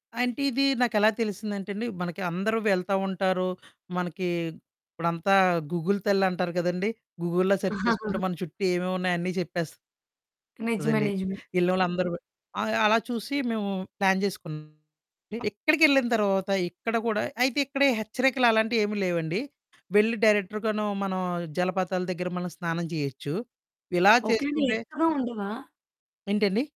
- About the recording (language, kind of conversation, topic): Telugu, podcast, జలపాతం దగ్గర నిలబడి ఉన్నప్పుడు మీరు ఎలాంటి శక్తిని అనుభవిస్తారు?
- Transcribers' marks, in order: in English: "గూగుల్"; in English: "గూగుల్‌లో సెర్చ్"; chuckle; distorted speech; static; in English: "ప్లాన్"; other background noise